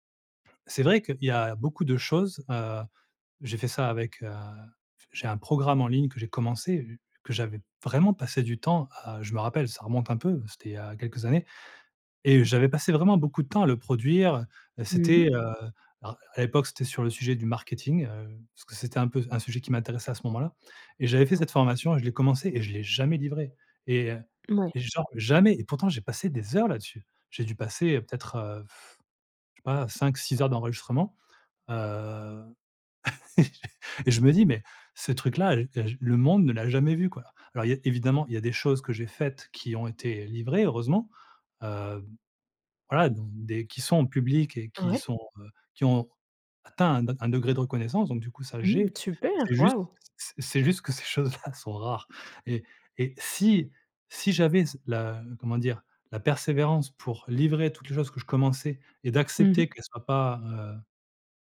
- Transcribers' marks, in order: laugh
- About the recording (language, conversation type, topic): French, advice, Comment surmonter mon perfectionnisme qui m’empêche de finir ou de partager mes œuvres ?